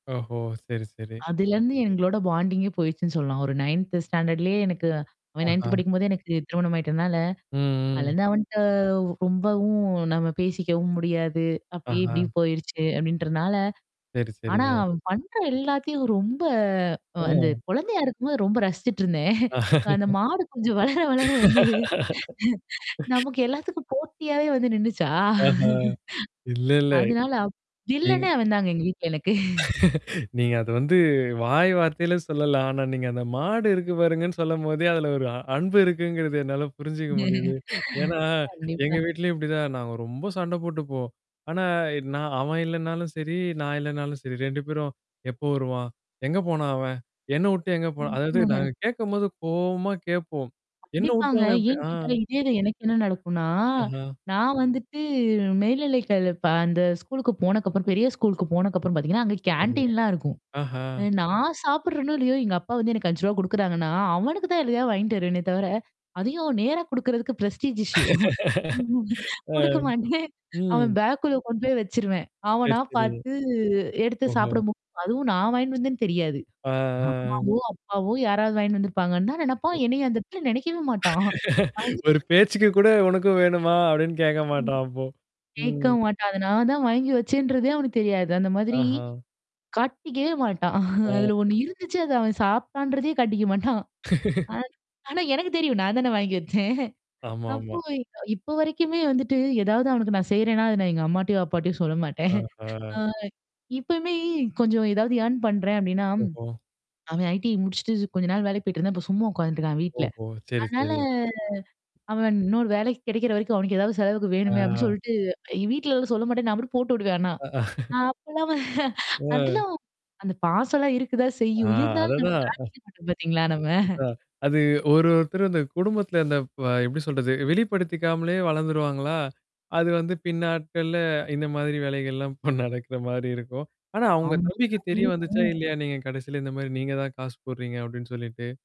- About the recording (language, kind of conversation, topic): Tamil, podcast, சகோதரர்களுடன் உங்கள் உறவு காலப்போக்கில் எப்படி வளர்ந்து வந்தது?
- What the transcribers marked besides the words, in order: in English: "பாண்டிங்கே"; in English: "நைன்த் ஸ்டாண்டர்ட்லேயே"; in English: "நைன்த்"; drawn out: "அவன்ட்ட ரொம்பவும்"; distorted speech; laugh; laughing while speaking: "ரசிச்சுட்டுருந்தேன். அந்த மாடு கொஞ்சம் வளர … எங்க வீட்ல எனக்கு"; laugh; laughing while speaking: "நீங்க அது வந்து வாய் வார்த்தையில … என்னால புரிஞ்சுக்க முடியுது"; laughing while speaking: "கண்டிப்பா"; unintelligible speech; drawn out: "நடக்குன்னா"; drawn out: "வந்துட்டு"; in English: "ஸ்கூலுக்கு"; in English: "ஸ்கூலுக்கு"; in English: "கேன்டீன்லாம்"; laughing while speaking: "ஆ, ம்"; laughing while speaking: "ஃப்ரெஸ்டிஜ் இஸ்யூ ம் குடுக்க மாட்டேன்"; in English: "ஃப்ரெஸ்டிஜ் இஸ்யூ"; unintelligible speech; drawn out: "ஆ"; other noise; laughing while speaking: "ஒரு பேச்சுக்கு கூட உனக்கும் வேணுமா? அப்படின்னு கேட்க மாட்டான் அப்போ. ம்"; unintelligible speech; laughing while speaking: "அதுல ஒண்ணு இருந்துச்சு அத அவன் … தானே வாங்கி வச்சேன்"; laugh; laughing while speaking: "சொல்ல மாட்டேன்"; in English: "ஏர்ன்"; in English: "ஐடிஐ"; drawn out: "அதனால"; laugh; "விடுவேன்" said as "உடுவ"; laughing while speaking: "அப்பல்லாம் அதெல்லாம் அந்த பாசலாம் இருக்குதா செய்யும், இருந்தாலும் நம்ம காட்டிக்க மாட்டோம் பாத்தீங்களா நம்ம"; unintelligible speech; drawn out: "அ"; drawn out: "அது"; laughing while speaking: "இப்ப நடக்கிற மாரி இருக்கும்"; other background noise